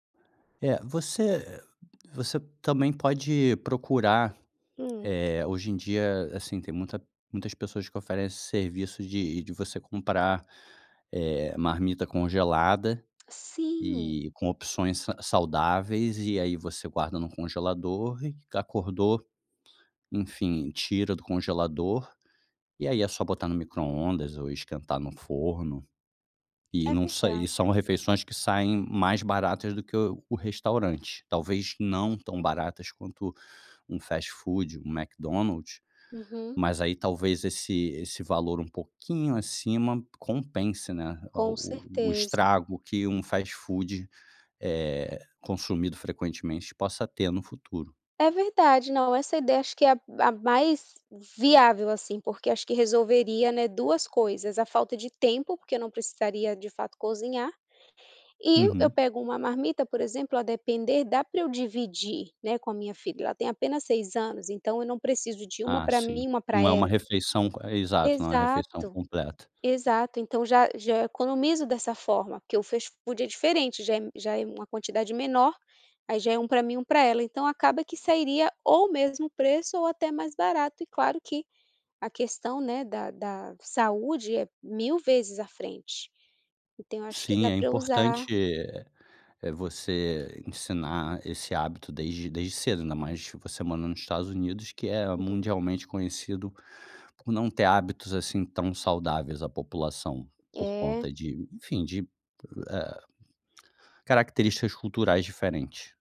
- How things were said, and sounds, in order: drawn out: "Sim"
- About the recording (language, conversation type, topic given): Portuguese, advice, Por que me falta tempo para fazer refeições regulares e saudáveis?